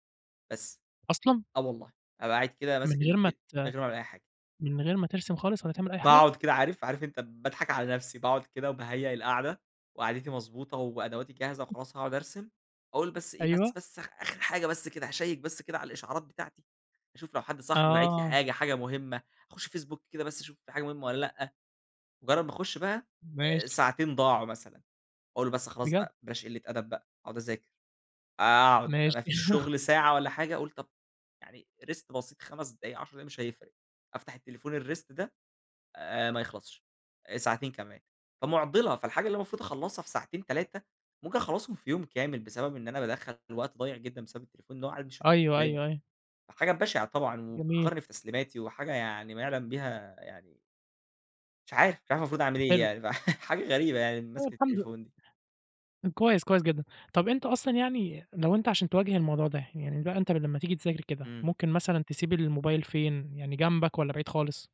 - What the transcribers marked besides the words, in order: tapping; chuckle; in English: "rest"; in English: "الrest"; laughing while speaking: "فيعني"
- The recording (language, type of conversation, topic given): Arabic, podcast, إزاي بتواجه التشتت الرقمي وقت المذاكرة؟